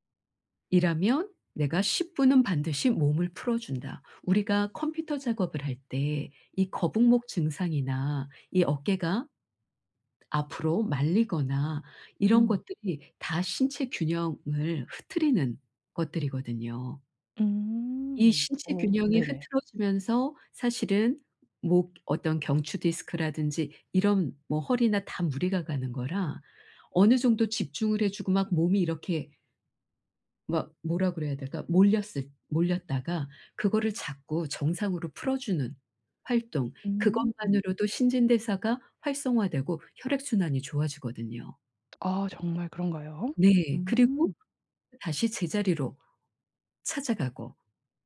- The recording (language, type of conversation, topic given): Korean, advice, 긴 작업 시간 동안 피로를 관리하고 에너지를 유지하기 위한 회복 루틴을 어떻게 만들 수 있을까요?
- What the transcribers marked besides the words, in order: other background noise